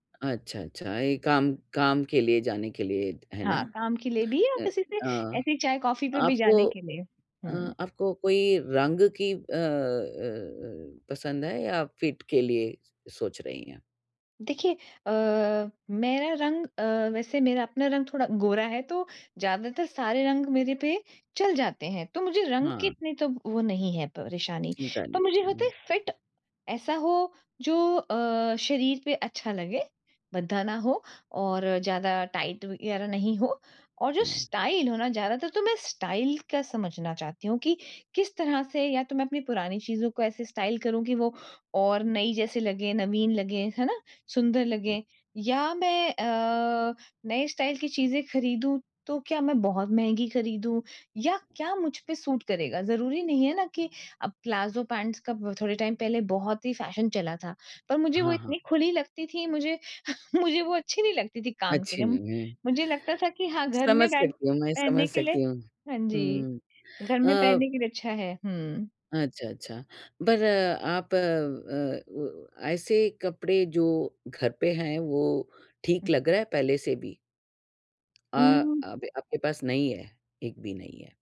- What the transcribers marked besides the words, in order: in English: "फिट"; tapping; in English: "फिट"; in English: "टाइट"; in English: "स्टाइल"; in English: "स्टाइल"; other background noise; in English: "स्टाइल"; in English: "स्टाइल"; in English: "टाइम"; chuckle
- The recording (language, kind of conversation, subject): Hindi, advice, कपड़े चुनते समय मुझे अधिक आत्मविश्वास कैसे आएगा?
- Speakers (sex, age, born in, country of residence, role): female, 40-44, India, Netherlands, user; female, 55-59, India, United States, advisor